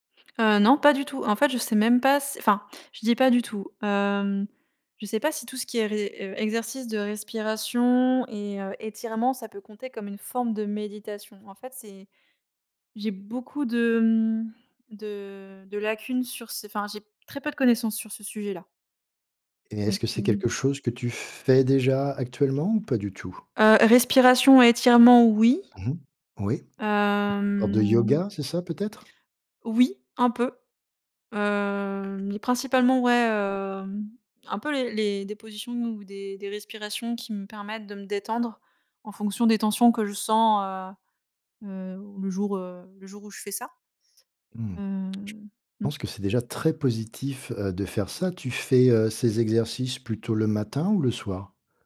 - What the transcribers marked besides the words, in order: tapping; drawn out: "Hem"; drawn out: "Heu"; other background noise
- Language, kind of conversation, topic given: French, advice, Comment décririez-vous votre insomnie liée au stress ?